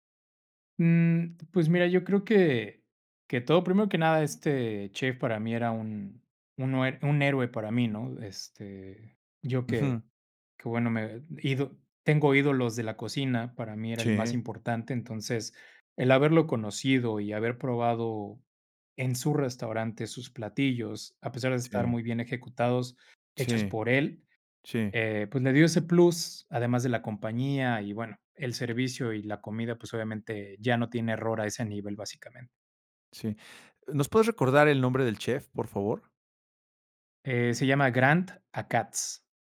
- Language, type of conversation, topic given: Spanish, podcast, ¿Cuál fue la mejor comida que recuerdas haber probado?
- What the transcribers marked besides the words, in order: none